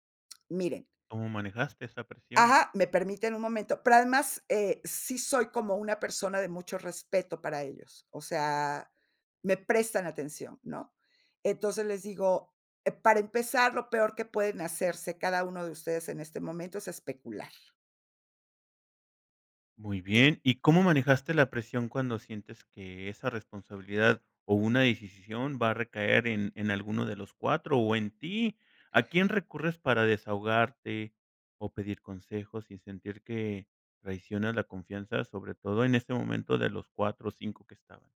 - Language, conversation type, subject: Spanish, podcast, ¿Cómo manejas las decisiones cuando tu familia te presiona?
- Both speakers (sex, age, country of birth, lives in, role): female, 60-64, Mexico, Mexico, guest; male, 55-59, Mexico, Mexico, host
- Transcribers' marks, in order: none